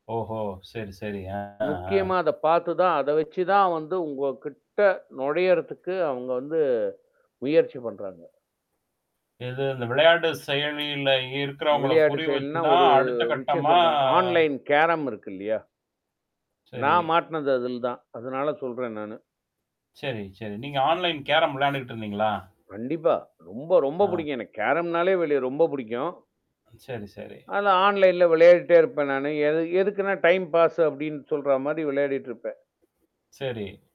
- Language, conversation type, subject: Tamil, podcast, ஆன்லைன் மூலங்களின் நம்பகத்தன்மையை நீங்கள் எப்படி மதிப்பீடு செய்கிறீர்கள்?
- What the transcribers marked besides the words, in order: static; distorted speech; tapping; in English: "ஆன்லைன் கேரம்"; in English: "ஆன்லைன் கேரம்"; other noise; in English: "டைம் பாஸ்"; mechanical hum